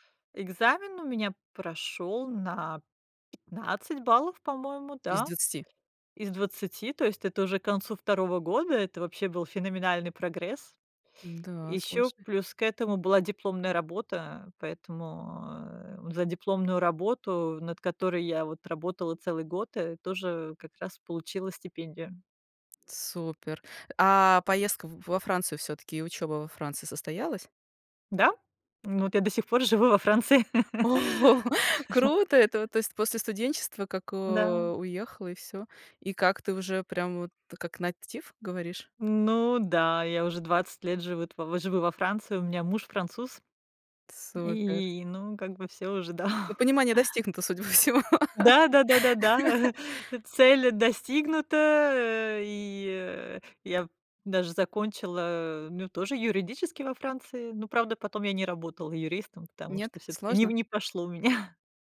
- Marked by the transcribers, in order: other background noise; surprised: "Ого"; laugh; in English: "native"; laughing while speaking: "да"; laughing while speaking: "по всему"; chuckle; laugh; tapping; laughing while speaking: "меня"
- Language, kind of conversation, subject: Russian, podcast, Как не зацикливаться на ошибках и двигаться дальше?